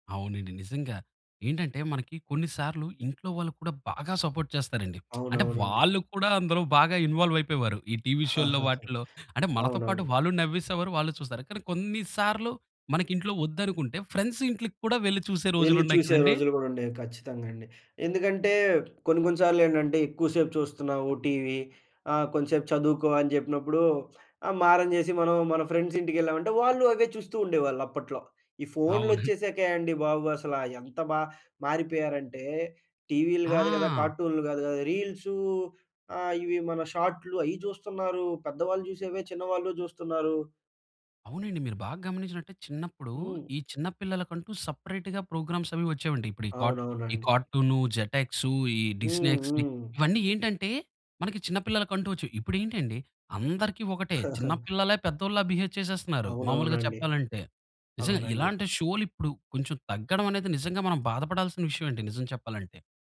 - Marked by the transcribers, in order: in English: "సపోర్ట్"; lip smack; chuckle; in English: "ఫ్రెండ్స్"; tapping; in English: "సపరేట్‌గా"; other background noise; chuckle; in English: "బిహేవ్"
- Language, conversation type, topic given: Telugu, podcast, చిన్నప్పట్లో మీకు అత్యంత ఇష్టమైన టెలివిజన్ కార్యక్రమం ఏది?